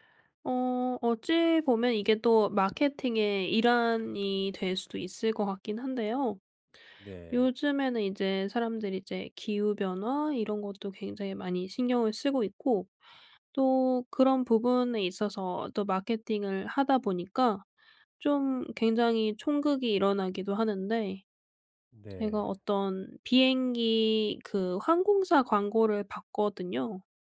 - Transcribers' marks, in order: tapping; other background noise
- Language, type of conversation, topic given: Korean, podcast, 스토리로 사회 문제를 알리는 것은 효과적일까요?